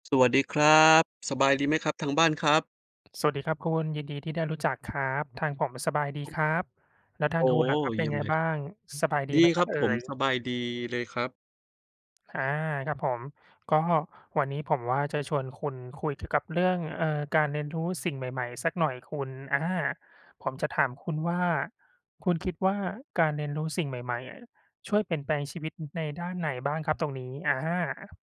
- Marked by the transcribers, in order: none
- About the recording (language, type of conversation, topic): Thai, unstructured, การเรียนรู้สิ่งใหม่ๆ ทำให้ชีวิตของคุณดีขึ้นไหม?